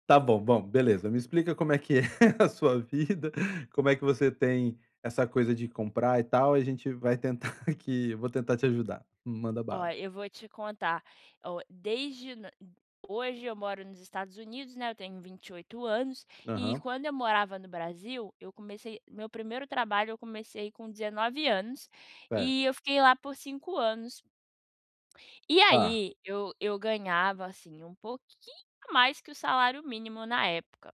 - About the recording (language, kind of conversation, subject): Portuguese, advice, Como posso controlar meus gastos quando faço compras por prazer?
- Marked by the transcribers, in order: laughing while speaking: "é a sua vida"; chuckle; tapping